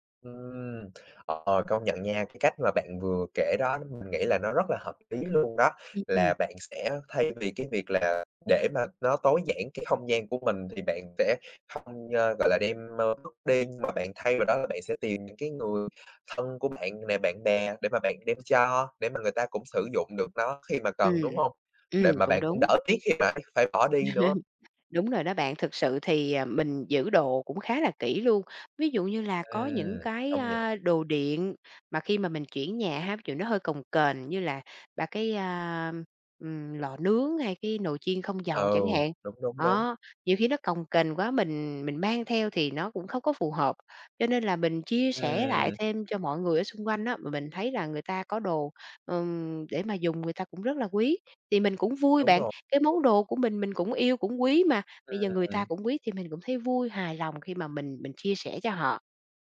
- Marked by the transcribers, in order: other background noise; tapping; chuckle
- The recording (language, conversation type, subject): Vietnamese, podcast, Bạn xử lý đồ kỷ niệm như thế nào khi muốn sống tối giản?